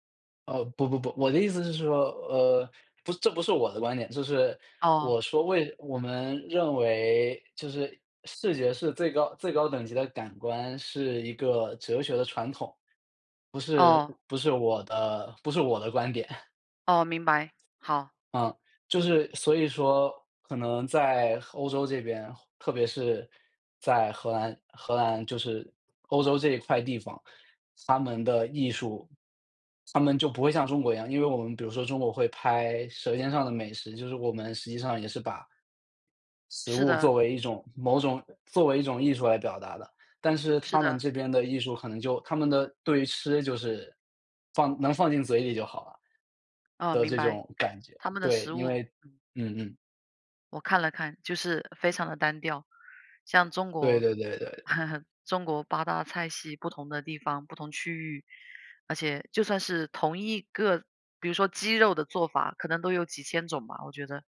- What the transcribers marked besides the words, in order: chuckle; chuckle
- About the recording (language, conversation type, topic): Chinese, unstructured, 在你看来，食物与艺术之间有什么关系？